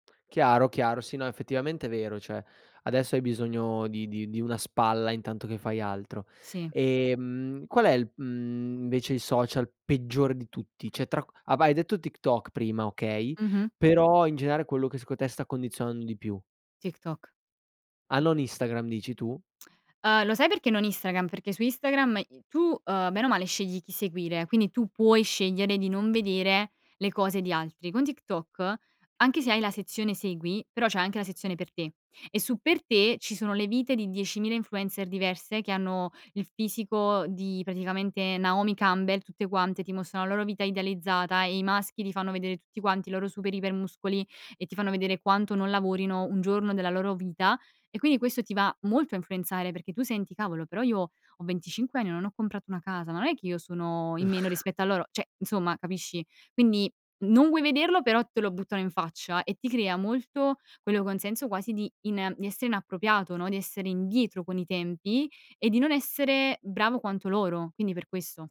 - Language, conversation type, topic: Italian, podcast, Che ruolo hanno i social media nella visibilità della tua comunità?
- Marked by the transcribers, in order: "invece" said as "nvece"; "secondo" said as "seco"; door; chuckle; "Cioè" said as "ceh"